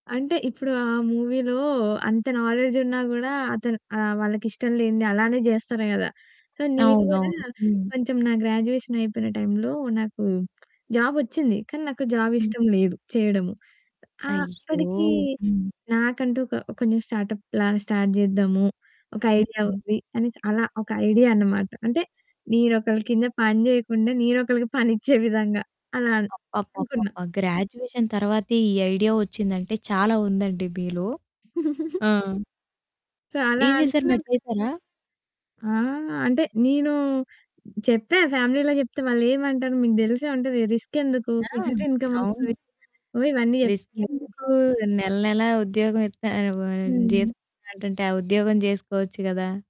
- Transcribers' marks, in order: in English: "మూవీలో"; in English: "నాలెడ్జ్"; static; in English: "సో"; in English: "గ్రాడ్యుయేషన్"; other background noise; in English: "జాబ్"; in English: "జాబ్"; tapping; in English: "స్టార్టప్‌లా స్టార్ట్"; in English: "ఐడియా"; in English: "ఐడియా"; chuckle; in English: "గ్రాడ్యుయేషన్"; in English: "ఐడియా"; giggle; in English: "ఫ్యామిలీ‌లో"; in English: "రిస్క్"; in English: "ఫిక్స్‌డ్ ఇన్‌కమ్"; distorted speech; in English: "రిస్క్"
- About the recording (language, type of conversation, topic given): Telugu, podcast, సినిమాల్లో మహిళా పాత్రలు నిజంగా మారాయని మీరు అనుకుంటున్నారా?